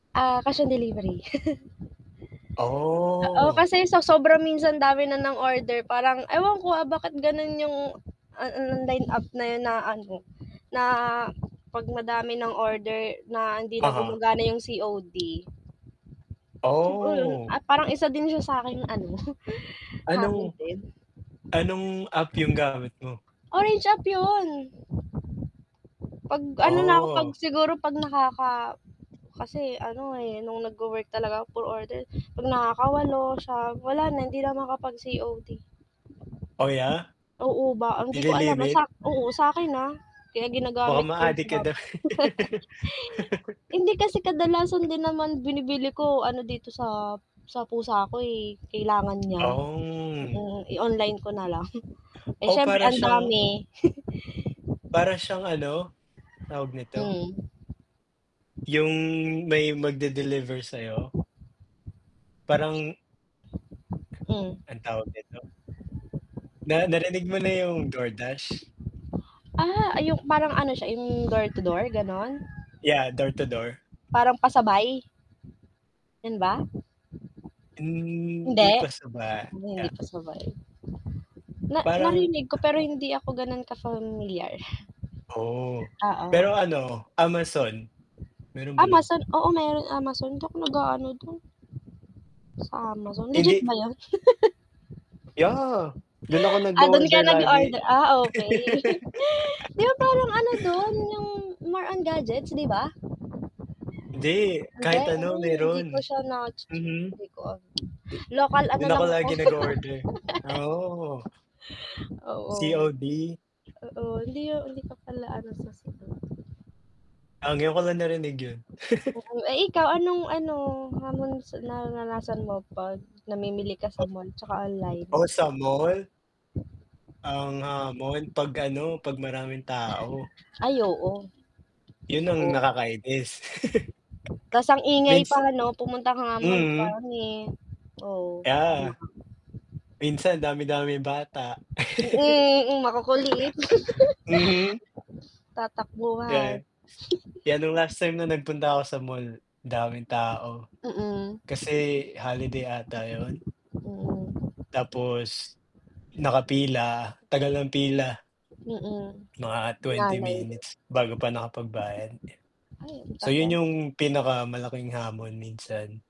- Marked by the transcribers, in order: mechanical hum; static; chuckle; tapping; chuckle; laugh; other animal sound; unintelligible speech; laugh; other background noise; laughing while speaking: "lang"; drawn out: "Hindi"; chuckle; inhale; distorted speech; laugh; chuckle; chuckle; chuckle; unintelligible speech; laugh; laugh; unintelligible speech; chuckle; unintelligible speech; chuckle
- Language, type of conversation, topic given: Filipino, unstructured, Ano ang mas pinapaboran mo: mamili sa mall o sa internet?